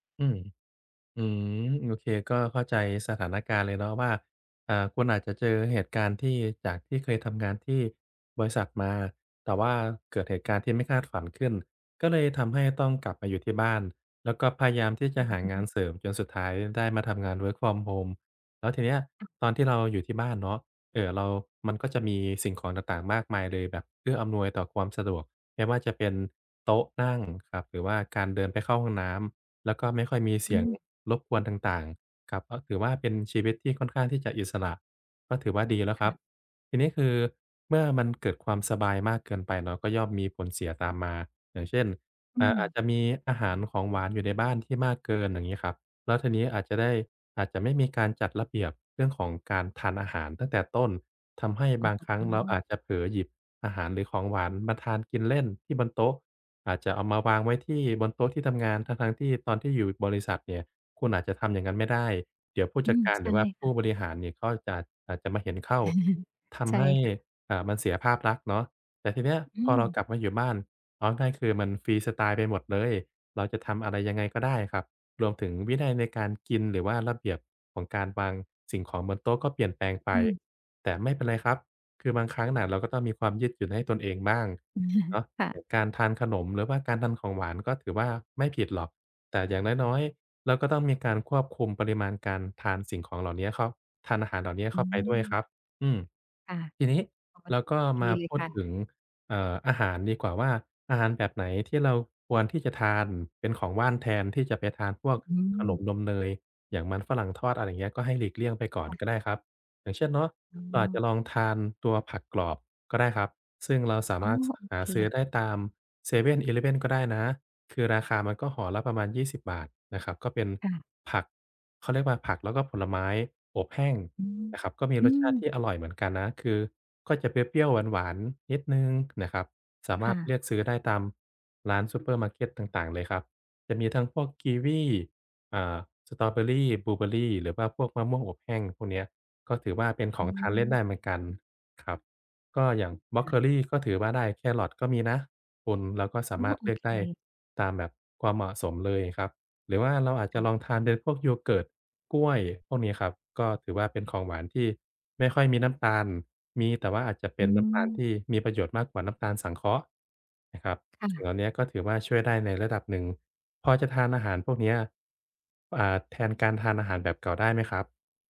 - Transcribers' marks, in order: unintelligible speech; in English: "work from home"; other noise; other background noise; chuckle; chuckle; "ว่าน" said as "ว่าง"; tapping
- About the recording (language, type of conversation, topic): Thai, advice, ควรเลือกอาหารและของว่างแบบไหนเพื่อช่วยควบคุมความเครียด?